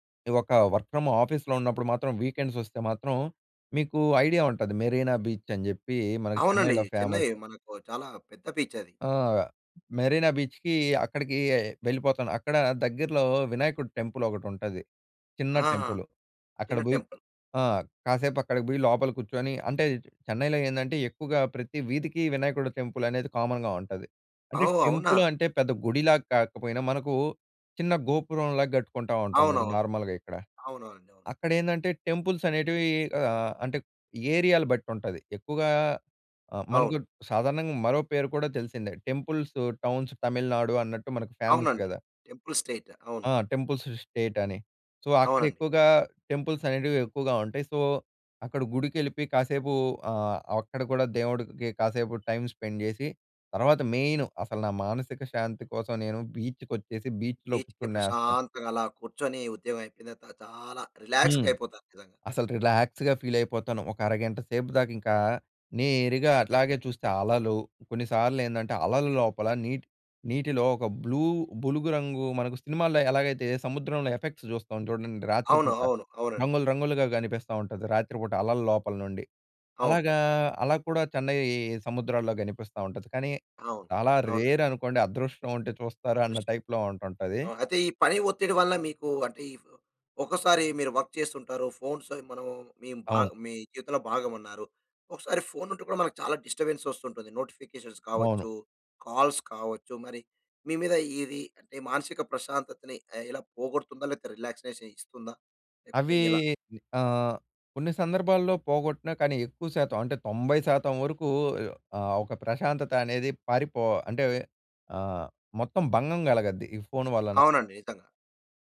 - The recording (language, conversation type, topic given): Telugu, podcast, రోజువారీ రొటీన్ మన మానసిక శాంతిపై ఎలా ప్రభావం చూపుతుంది?
- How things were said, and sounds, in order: in English: "వర్క్ ఫ్రమ్ ఆఫీస్‌లో"; in English: "వీకెండ్స్"; in English: "ఐడియా"; in English: "ఫేమస్"; tapping; in English: "బీచ్"; in English: "టెంపుల్"; in English: "టెంపుల్"; tongue click; in English: "టెంపుల్"; in English: "టెంపుల్"; in English: "కామన్‌గా"; in English: "టెంపుల్"; in English: "నార్మల్‍గా"; in English: "టెంపుల్స్"; in English: "టెంపుల్స్ టౌన్స్"; in English: "ఫేమస్"; in English: "టెంపుల్ స్టేట్"; in English: "టెంపుల్స్ స్టేట్"; in English: "సో"; in English: "టెంపుల్స్"; in English: "సో"; in English: "టైమ్ స్పెండ్"; in English: "బీచ్‍కి"; in English: "బీచ్‌లో"; in English: "బీచ్‌కి"; in English: "రిలాక్స్‌గా"; in English: "రిలాక్స్‌గా ఫీల్"; in English: "బ్లూ"; in English: "ఎఫెక్ట్స్"; in English: "రేర్"; other noise; in English: "టైప్‌లో"; in English: "వర్క్"; in English: "ఫోన్స్"; in English: "డిస్టర్బెన్స్"; in English: "నోటిఫికేషన్స్"; in English: "కాల్స్"; in English: "రిలాక్సేషన్"